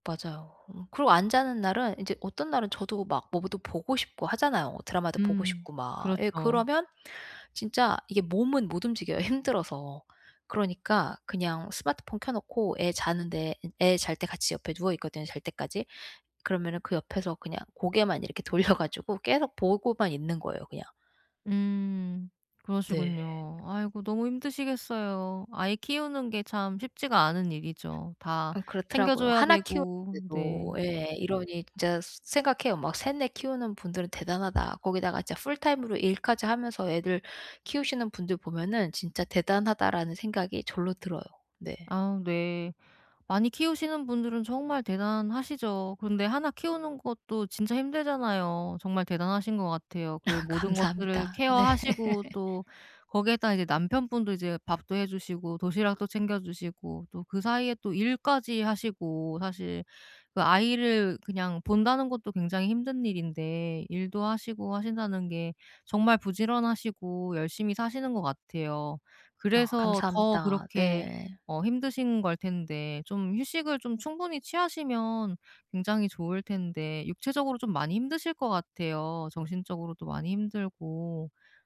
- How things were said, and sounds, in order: other background noise; laughing while speaking: "돌려"; put-on voice: "풀타임으로"; laugh; laughing while speaking: "네"; laugh
- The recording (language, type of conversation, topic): Korean, advice, 휴식할 때 잡념이 계속 떠오르고 산만해질 때 어떻게 하면 좋을까요?